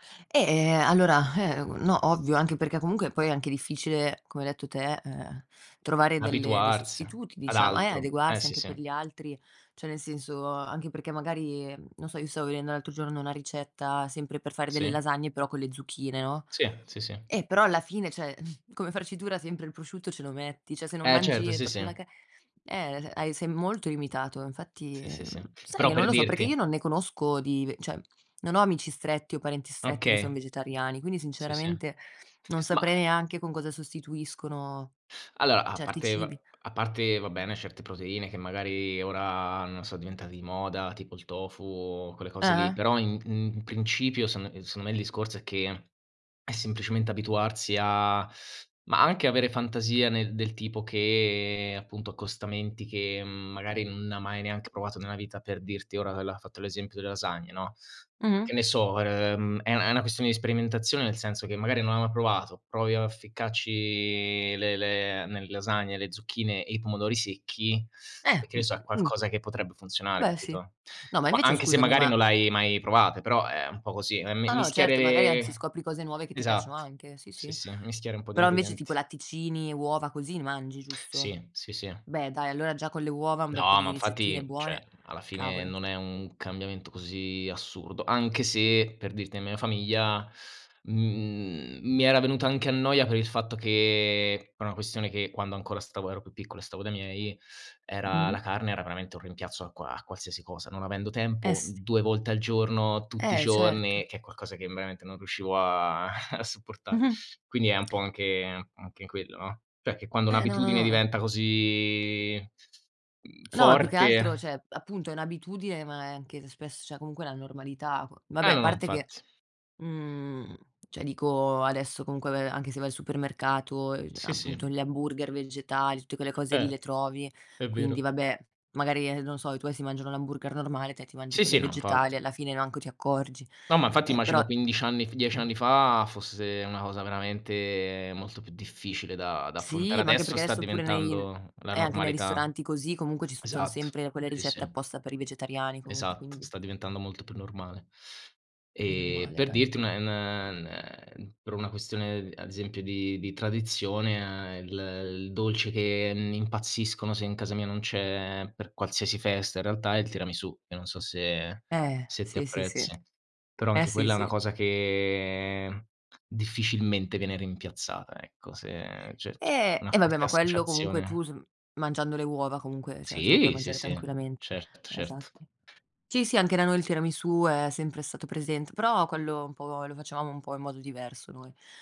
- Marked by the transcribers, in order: "cioè" said as "ceh"; other background noise; "cioè" said as "ceh"; "proprio" said as "propio"; "cioè" said as "ceh"; unintelligible speech; "ficcarci" said as "ficcacci"; unintelligible speech; "cioè" said as "ceh"; chuckle; "cioè" said as "ceh"; "cioè" said as "ceh"; "cioè" said as "ceh"; unintelligible speech; "cioè" said as "ceh"; tapping
- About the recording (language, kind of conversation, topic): Italian, unstructured, Qual è la ricetta che ti ricorda l’infanzia?
- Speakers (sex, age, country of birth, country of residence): female, 25-29, Italy, Italy; male, 25-29, Italy, Italy